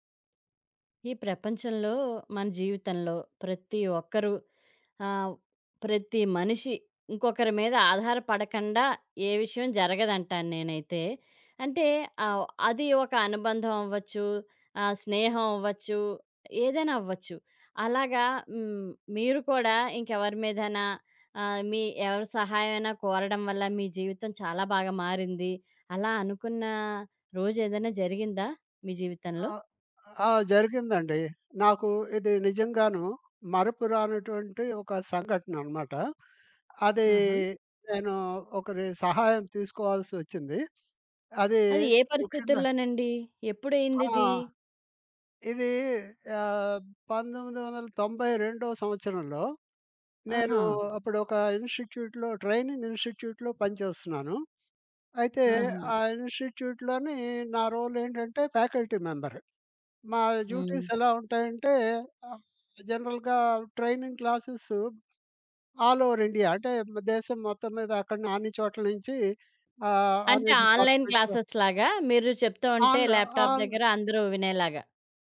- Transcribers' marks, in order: other background noise; in English: "ఇన్‌స్టిట్యూట్‌లో ట్రైనింగ్ ఇన్‌స్టిట్యూట్‌లో"; in English: "ఇన్‌స్టిట్యూట్‌లోని"; in English: "రోల్"; in English: "ఫ్యాకల్టీ మెంబర్"; in English: "డ్యూటీస్"; in English: "జనరల్‌గా"; in English: "ఆల్ ఓవర్ ఇండియా"; in English: "ఆన్‌లైన్ క్లాసెస్‌లాగా"; in English: "డిపార్ట్‌మెంట్‌లో ఆన్‌లో ఆన్"; in English: "ల్యాప్‌టాప్"
- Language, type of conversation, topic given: Telugu, podcast, ఒకసారి మీరు సహాయం కోరినప్పుడు మీ జీవితం ఎలా మారిందో వివరించగలరా?